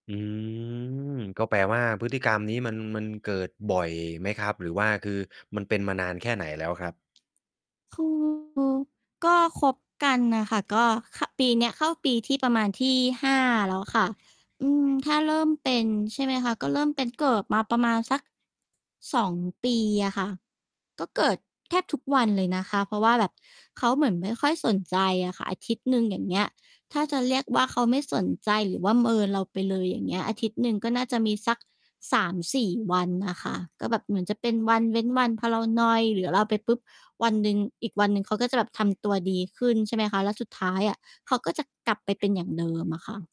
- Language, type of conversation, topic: Thai, advice, คุณรู้สึกอย่างไรเมื่อรู้สึกว่าแฟนไม่ค่อยสนใจหรือไม่ค่อยมีเวลาให้คุณ?
- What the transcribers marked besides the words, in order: distorted speech